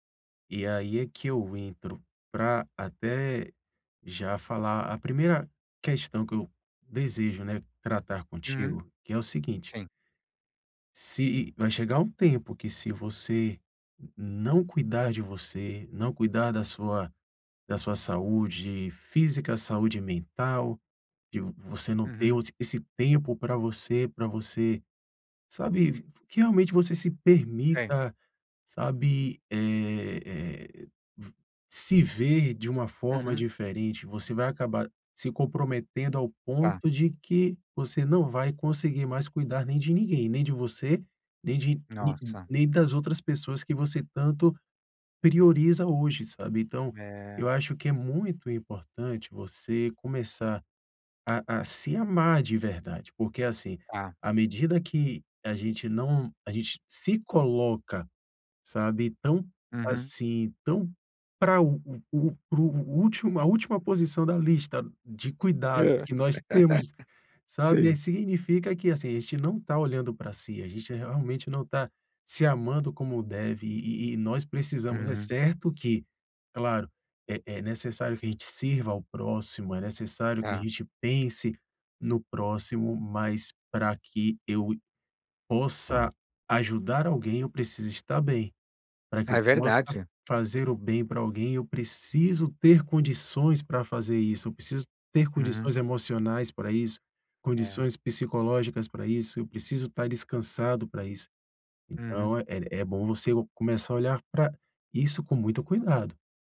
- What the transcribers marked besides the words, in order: laugh; other background noise
- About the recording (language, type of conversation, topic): Portuguese, advice, Como posso reservar tempo regular para o autocuidado na minha agenda cheia e manter esse hábito?